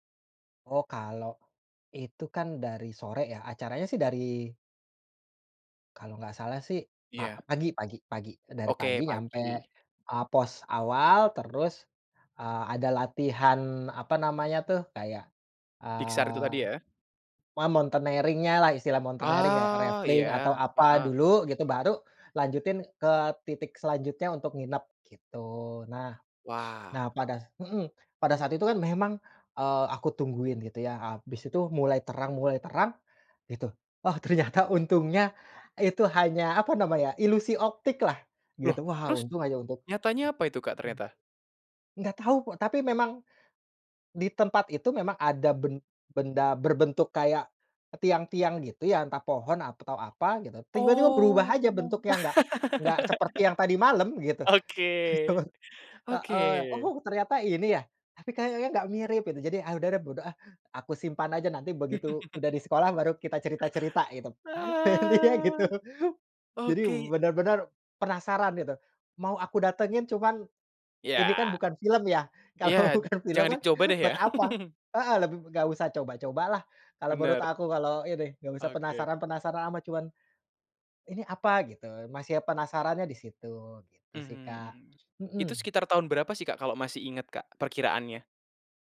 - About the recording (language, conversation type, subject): Indonesian, podcast, Apa momen paling bikin kamu merasa penasaran waktu jalan-jalan?
- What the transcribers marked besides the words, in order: in English: "mountaineering-nya"; in English: "mountaineering"; in English: "raffling"; "rappelling" said as "raffling"; snort; laughing while speaking: "Oh, ternyata"; other background noise; "atau" said as "aptau"; drawn out: "Oh"; laugh; laughing while speaking: "Betul"; chuckle; drawn out: "Ah"; laughing while speaking: "Intinya gitu"; laughing while speaking: "Kalau bukan film"; chuckle; tapping